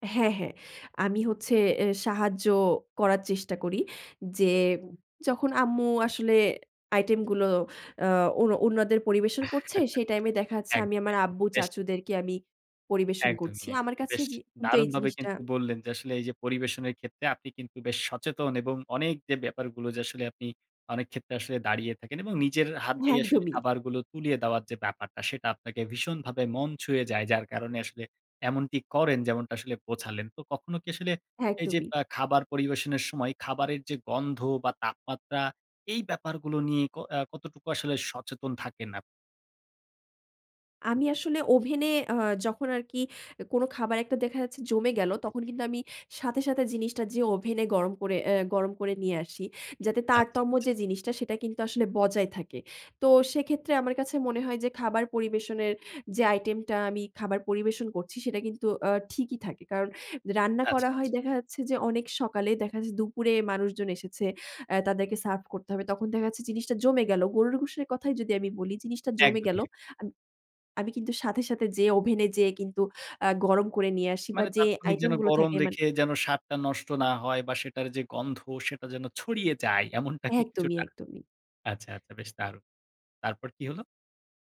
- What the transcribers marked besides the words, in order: chuckle; tapping; other background noise
- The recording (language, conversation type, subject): Bengali, podcast, অতিথি এলে খাবার পরিবেশনের কোনো নির্দিষ্ট পদ্ধতি আছে?